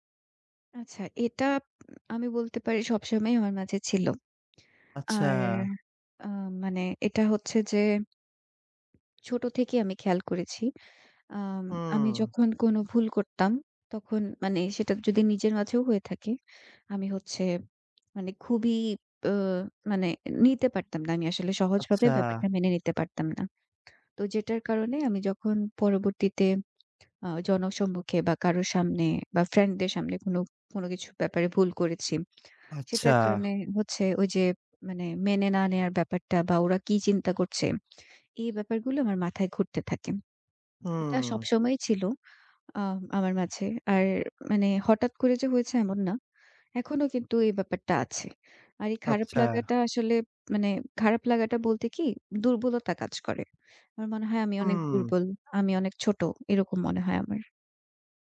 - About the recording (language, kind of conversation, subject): Bengali, advice, জনসমক্ষে ভুল করার পর তীব্র সমালোচনা সহ্য করে কীভাবে মানসিক শান্তি ফিরিয়ে আনতে পারি?
- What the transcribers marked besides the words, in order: tapping; other background noise